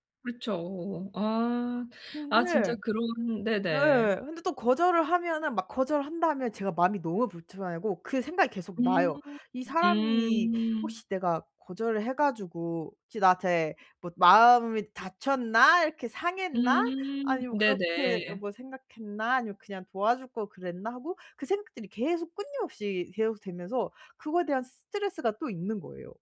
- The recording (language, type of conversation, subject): Korean, advice, 감정 소진 없이 원치 않는 조언을 정중히 거절하려면 어떻게 말해야 할까요?
- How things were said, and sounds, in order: "불편" said as "불투"